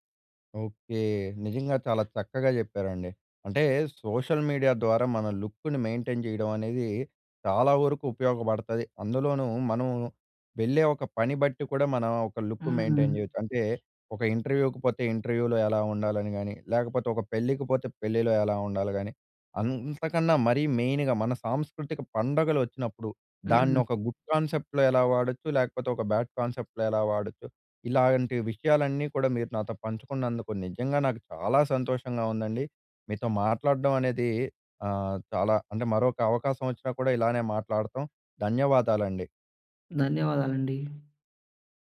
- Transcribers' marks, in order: other background noise; in English: "సోషల్ మీడియా"; in English: "లుక్‌ని మెయింటైన్"; in English: "లుక్ మెయింటైన్"; in English: "ఇంటర్‌వ్యూ‌కి"; in English: "ఇంటర్‌వ్యూలో"; in English: "మెయిన్‌గా"; in English: "గుడ్ కాన్సెప్ట్‌లో"; in English: "బ్యాడ్ కాన్సెప్ట్‌లో"
- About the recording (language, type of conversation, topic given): Telugu, podcast, సోషల్ మీడియా మీ లుక్‌పై ఎంత ప్రభావం చూపింది?